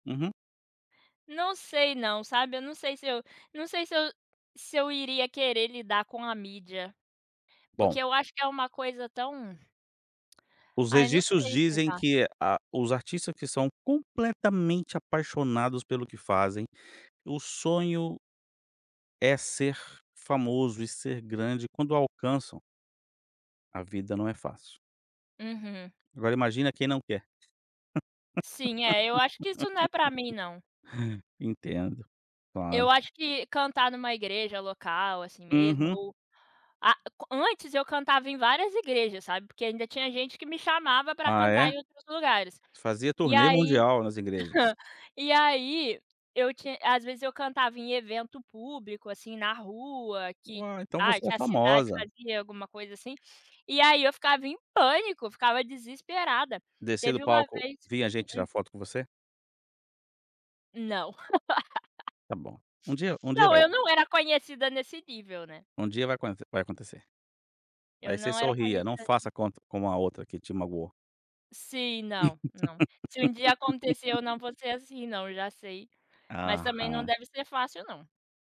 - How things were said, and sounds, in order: laugh; chuckle; laugh; laugh
- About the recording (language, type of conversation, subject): Portuguese, podcast, Que show ao vivo você nunca vai esquecer?